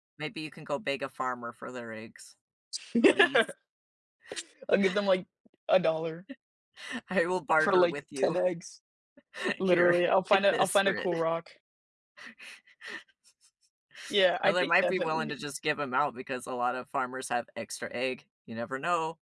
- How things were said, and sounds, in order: laugh; chuckle; laughing while speaking: "I will barter with you. Here, take this for it"; chuckle
- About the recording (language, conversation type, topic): English, unstructured, How important is language in shaping our ability to connect and adapt to others?
- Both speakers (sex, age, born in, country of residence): male, 20-24, United States, United States; male, 30-34, United States, United States